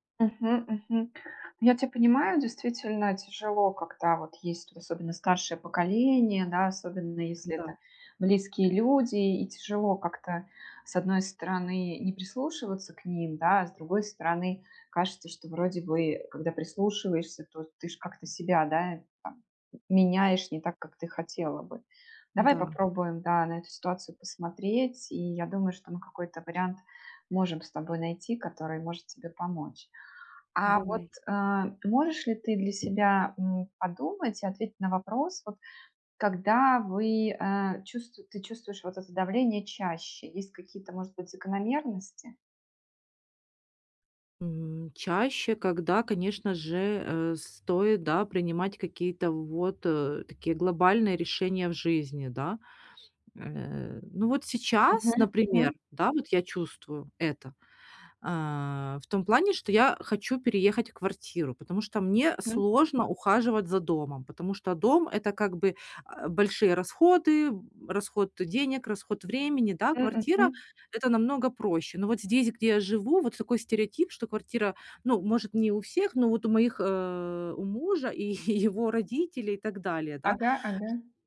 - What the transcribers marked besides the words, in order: tapping; laughing while speaking: "е е его"
- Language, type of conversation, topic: Russian, advice, Как справляться с давлением со стороны общества и стереотипов?